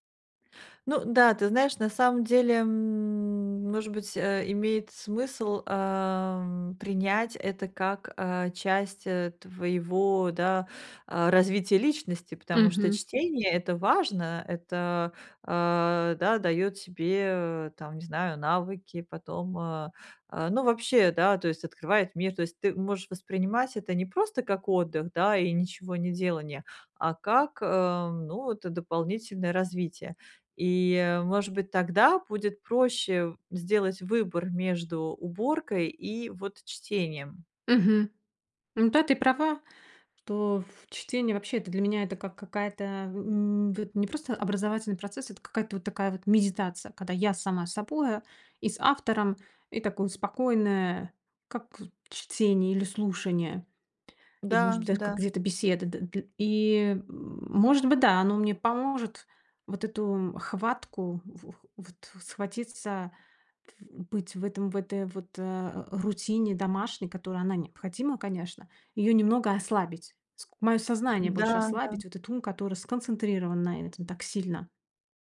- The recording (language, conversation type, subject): Russian, advice, Как организовать домашние дела, чтобы они не мешали отдыху и просмотру фильмов?
- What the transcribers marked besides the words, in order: background speech